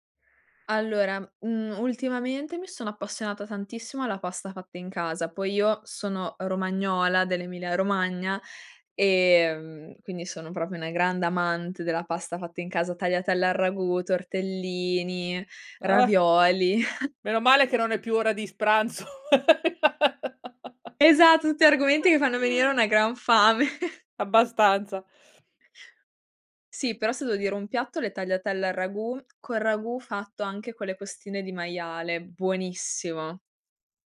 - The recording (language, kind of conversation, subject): Italian, podcast, Come trovi l’equilibrio tra lavoro e hobby creativi?
- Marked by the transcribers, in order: "proprio" said as "propio"; chuckle; laughing while speaking: "pranzo"; laugh; chuckle